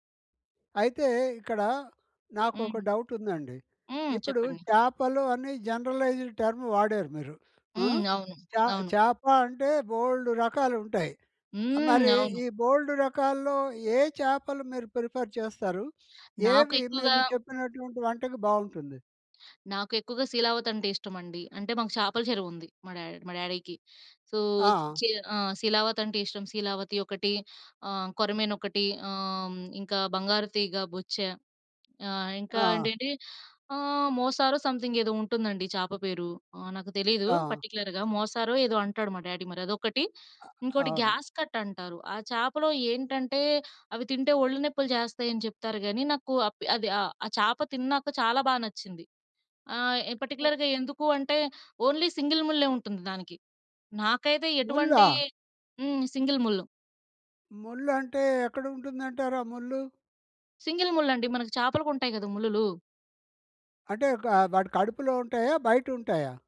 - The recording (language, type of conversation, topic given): Telugu, podcast, అమ్మ వంటల వాసన ఇంటి అంతటా ఎలా పరిమళిస్తుంది?
- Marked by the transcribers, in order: in English: "డౌట్"; in English: "జనరలైజ్డ్ టర్మ్"; in English: "ప్రిఫర్"; in English: "డ్యాడీ"; in English: "డ్యాడీకి. సో"; in English: "సమ్‌థింగ్"; in English: "పర్టిక్యులర్‌గా"; in English: "డ్యాడీ"; in English: "గ్యాస్ కట్"; in English: "పార్టిక్యులర్‌గా"; other noise; in English: "ఓన్లీ సింగిల్"; in English: "సింగిల్"; in English: "సింగల్"